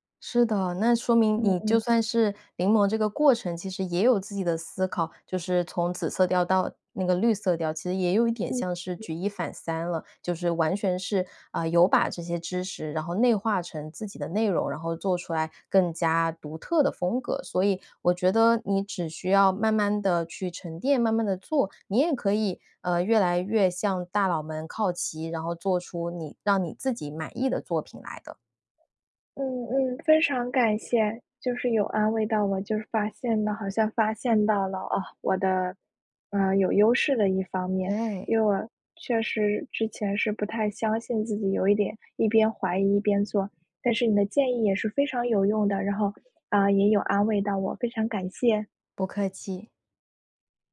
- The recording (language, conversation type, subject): Chinese, advice, 看了他人的作品后，我为什么会失去创作信心？
- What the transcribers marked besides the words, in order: none